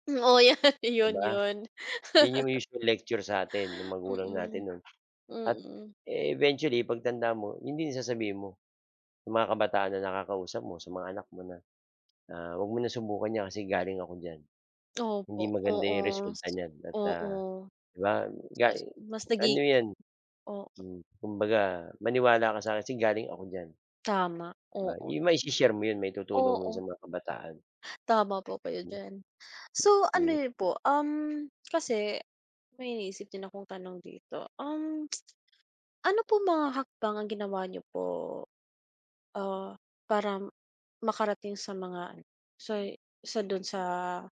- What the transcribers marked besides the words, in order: laughing while speaking: "yata"; laugh; other background noise
- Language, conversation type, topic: Filipino, unstructured, Paano mo gustong makita ang sarili mo pagkalipas ng sampung taon?